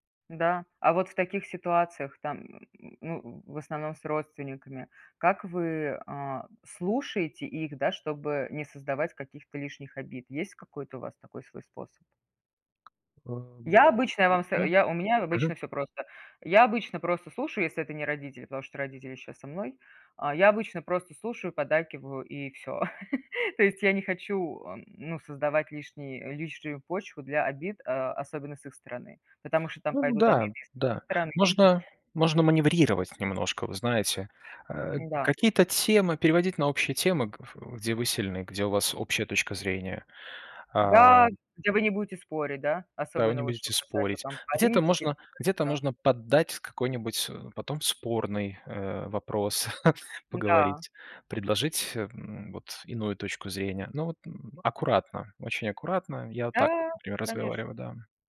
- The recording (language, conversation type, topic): Russian, unstructured, Как разрешать конфликты так, чтобы не обидеть друг друга?
- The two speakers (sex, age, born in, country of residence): female, 35-39, Armenia, United States; male, 35-39, Belarus, Malta
- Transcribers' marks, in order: tapping; laugh; chuckle